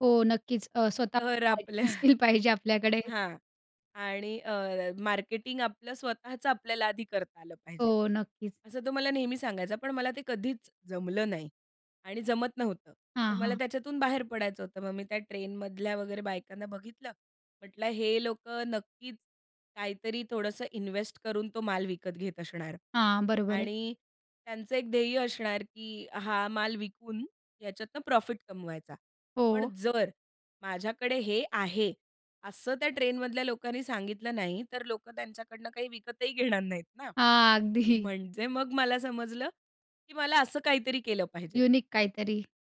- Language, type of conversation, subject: Marathi, podcast, संकल्पनेपासून काम पूर्ण होईपर्यंत तुमचा प्रवास कसा असतो?
- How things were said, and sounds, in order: laughing while speaking: "आपल्या"; unintelligible speech; laughing while speaking: "पाहिजे आपल्याकडे"; in English: "इन्वेस्ट"; laughing while speaking: "अगदी"; in English: "युनिक"